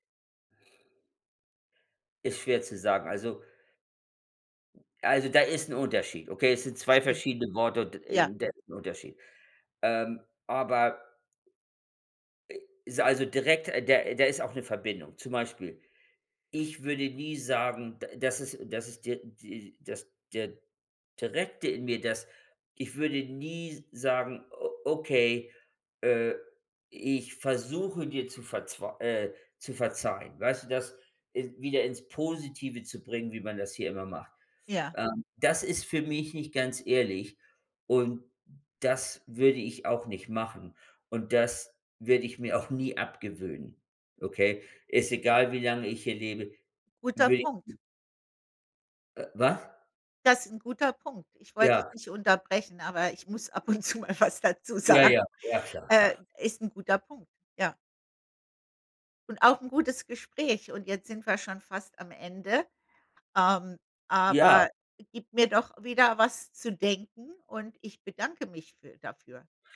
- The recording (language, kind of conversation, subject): German, unstructured, Wie kann man Vertrauen in einer Beziehung aufbauen?
- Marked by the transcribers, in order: unintelligible speech; laughing while speaking: "ab und zu mal was dazu sagen"